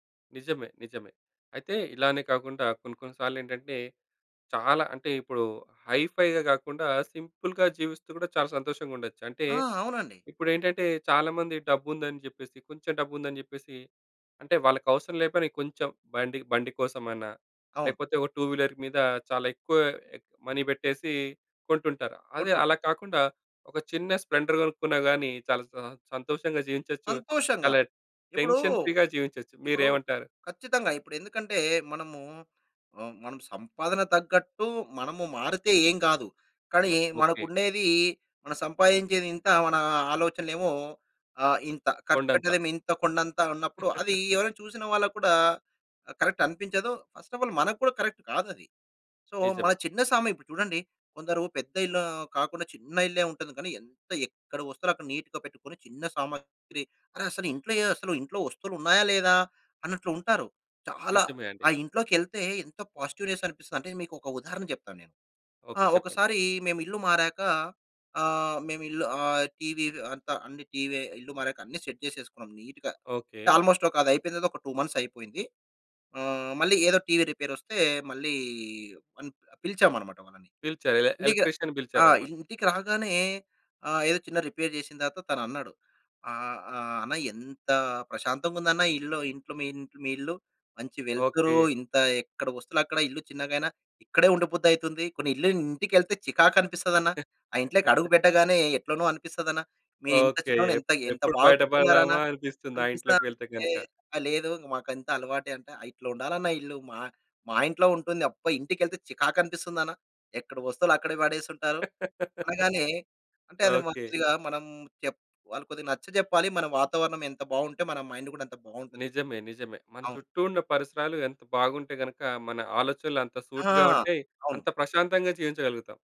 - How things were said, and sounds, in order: in English: "హై ఫై‌గా"; in English: "సింపుల్‌గా"; in English: "టూ వీలర్"; other background noise; tapping; in English: "టెన్షన్ ఫ్రీ‌గా"; in English: "కరెక్ట్"; in English: "ఫస్ట్ ఆఫ్ ఆల్"; chuckle; in English: "కరెక్ట్"; in English: "సో"; in English: "నీట్‌గా"; in English: "పాజిటివ్‌నెస్"; in English: "సెట్"; in English: "నీట్‌గా"; in English: "ఆల్మోస్ట్"; in English: "టూ మంత్స్"; in English: "రిపేర్"; in English: "ఎల ఎలక్ట్రీషియన్‌ని"; in English: "రిపేర్"; chuckle; laugh; in English: "మైండ్"
- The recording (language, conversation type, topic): Telugu, podcast, తక్కువ సామాగ్రితో జీవించడం నీకు ఎందుకు ఆకర్షణీయంగా అనిపిస్తుంది?